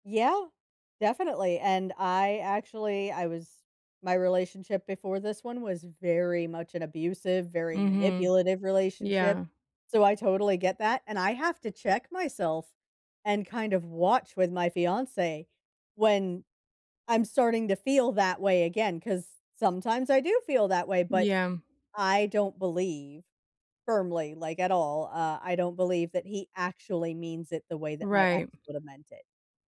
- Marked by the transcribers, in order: none
- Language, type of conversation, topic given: English, unstructured, What lessons can we learn from past mistakes?
- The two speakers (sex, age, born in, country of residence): female, 35-39, Mexico, United States; female, 40-44, United States, United States